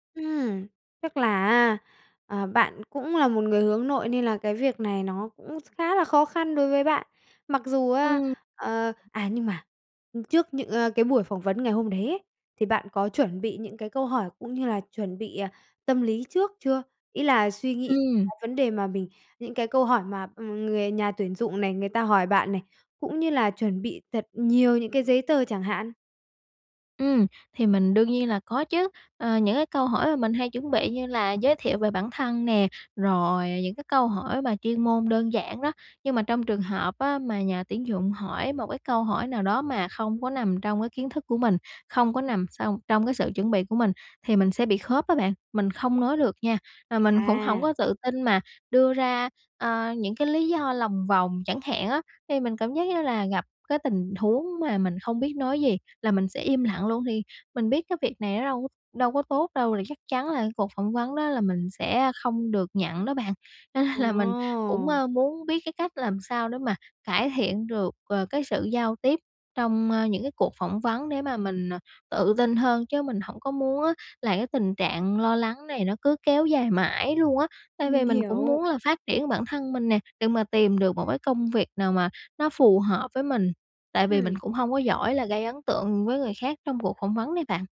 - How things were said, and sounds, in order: other background noise; tapping; laughing while speaking: "mình"; laughing while speaking: "nên"
- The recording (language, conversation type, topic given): Vietnamese, advice, Làm thế nào để giảm lo lắng trước cuộc phỏng vấn hoặc một sự kiện quan trọng?